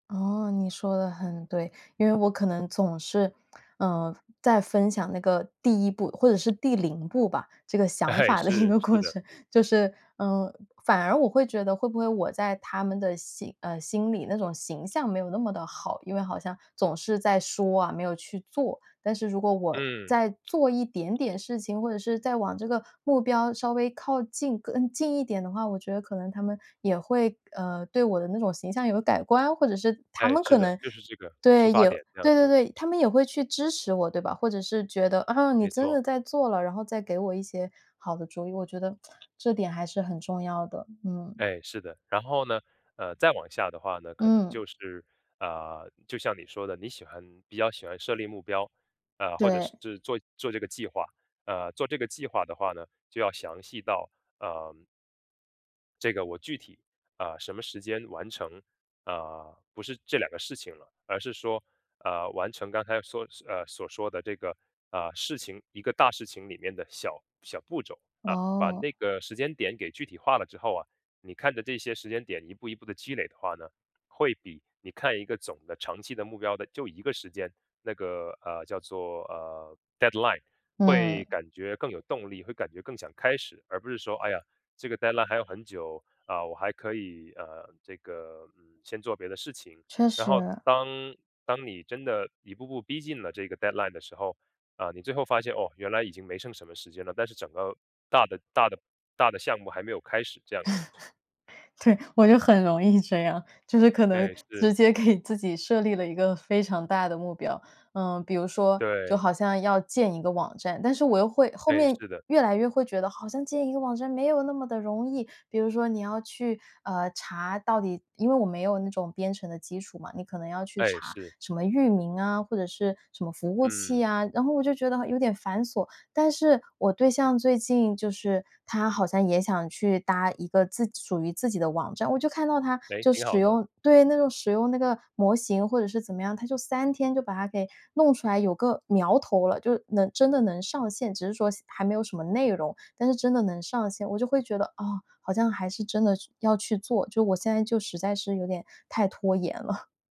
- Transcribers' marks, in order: other background noise; laughing while speaking: "一个过程"; laughing while speaking: "哎"; tsk; in English: "deadline"; in English: "deadline"; in English: "deadline"; laugh; laughing while speaking: "对，我就很容易这样，就是可能直接给"; surprised: "那种使用那个模型或者 … 把它给弄出来"; chuckle
- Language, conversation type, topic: Chinese, advice, 我总是拖延，无法开始新的目标，该怎么办？